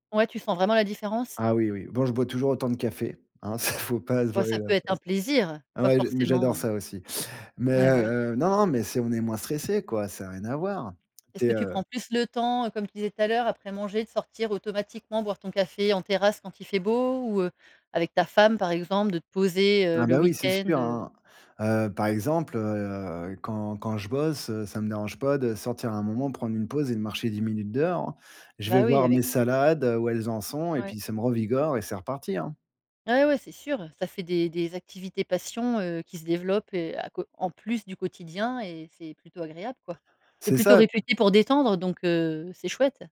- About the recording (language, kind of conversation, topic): French, podcast, Qu'est-ce que la nature t'apporte au quotidien?
- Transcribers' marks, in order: laughing while speaking: "Ça, faut pas se voiler la face"; other background noise; tapping